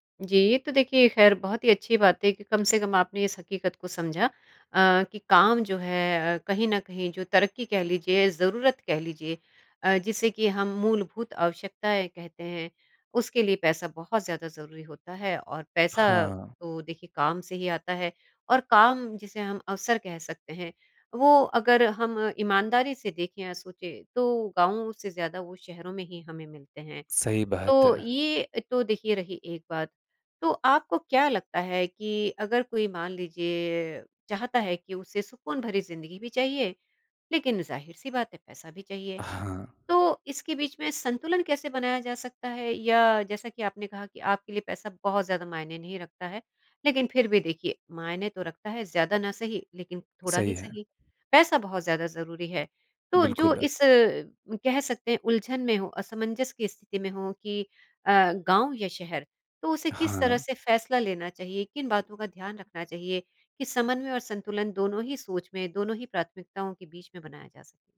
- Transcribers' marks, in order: none
- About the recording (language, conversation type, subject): Hindi, podcast, क्या कभी ऐसा हुआ है कि आप अपनी जड़ों से अलग महसूस करते हों?
- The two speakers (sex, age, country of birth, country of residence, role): female, 50-54, India, India, host; male, 25-29, India, India, guest